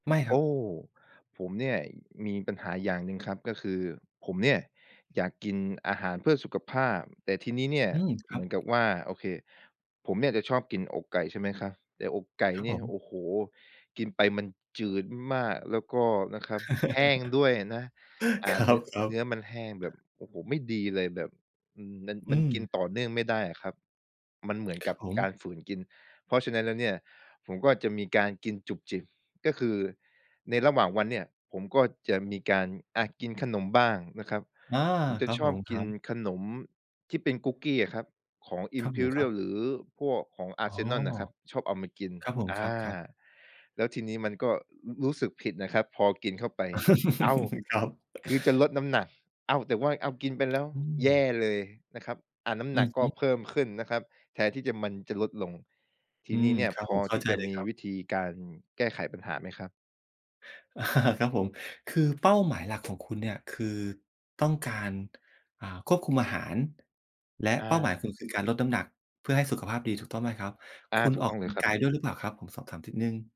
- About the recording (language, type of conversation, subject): Thai, advice, จะทำอย่างไรดีถ้าอยากกินอาหารเพื่อสุขภาพแต่ยังชอบกินขนมระหว่างวัน?
- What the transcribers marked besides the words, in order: tapping; chuckle; laughing while speaking: "ครับ ๆ"; chuckle; chuckle